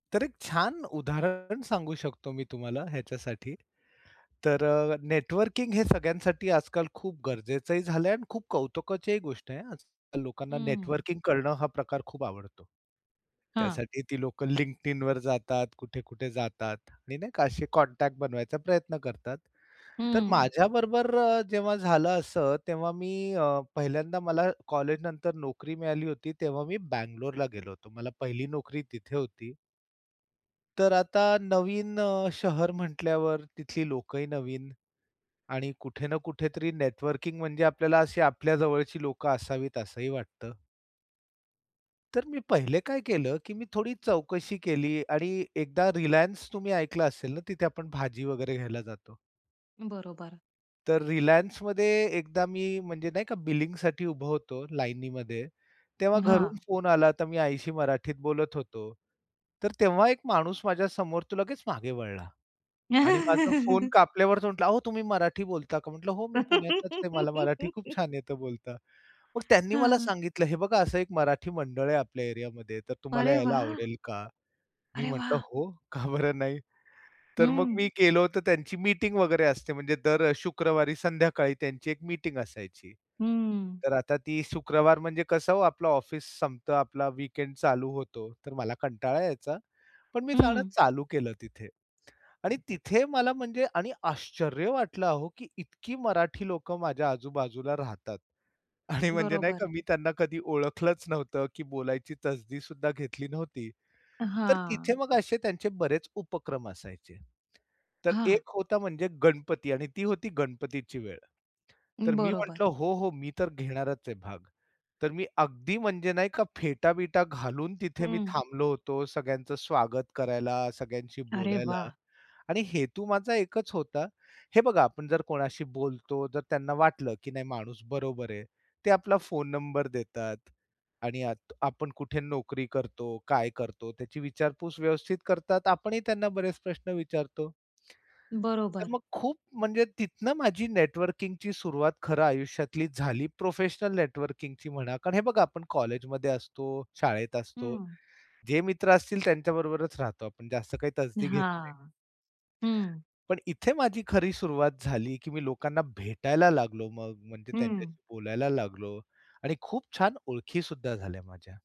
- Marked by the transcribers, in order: other background noise; in English: "कॉन्टॅक्ट"; tapping; laugh; laugh; surprised: "अरे वाह!"; laughing while speaking: "का बरं नाही"; in English: "वीकेंड"; laughing while speaking: "आणि म्हणजे नाही का"
- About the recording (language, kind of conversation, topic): Marathi, podcast, उत्सवांच्या निमित्ताने तुम्ही तुमचं ओळखीचं जाळं कसं वाढवता?